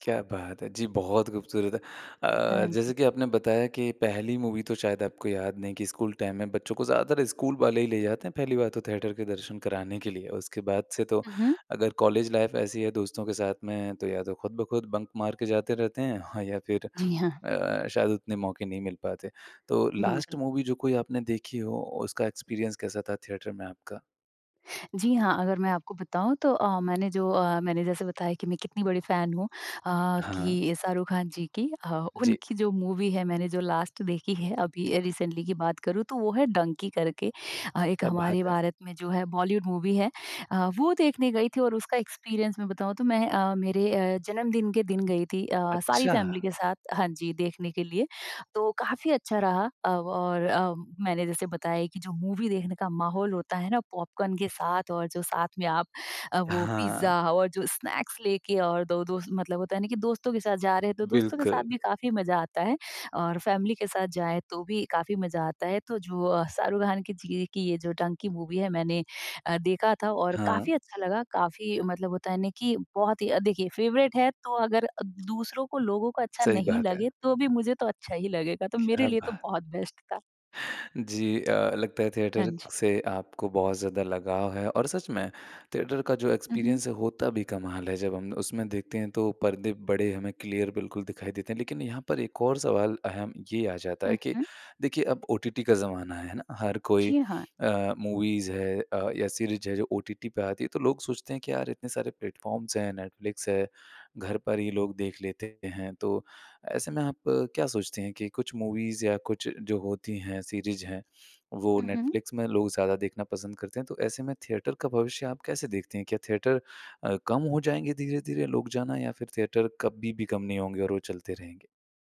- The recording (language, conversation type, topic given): Hindi, podcast, आप थिएटर में फिल्म देखना पसंद करेंगे या घर पर?
- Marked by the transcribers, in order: in English: "मूवी"; in English: "टाइम"; in English: "थिएटर"; in English: "लाइफ़"; in English: "बंक"; other background noise; tapping; in English: "लास्ट मूवी"; in English: "एक्सपीरियंस"; in English: "थिएटर"; in English: "मूवी"; in English: "लास्ट"; in English: "रिसेंटली"; in English: "मूवी"; in English: "एक्सपीरियंस"; in English: "फैमिली"; in English: "मूवी"; in English: "पॉपकॉर्न"; in English: "स्नैक्स"; in English: "फैमिली"; in English: "मूवी"; in English: "फ़ेवरेट"; in English: "थिएटर"; in English: "बेस्ट"; in English: "थिएटर"; in English: "एक्सपीरियंस"; in English: "क्लियर"; in English: "मूवीज़"; in English: "प्लेटफ़ॉर्म्स"; in English: "मूवीज़"; in English: "थिएटर"; in English: "थिएटर"; in English: "थिएटर"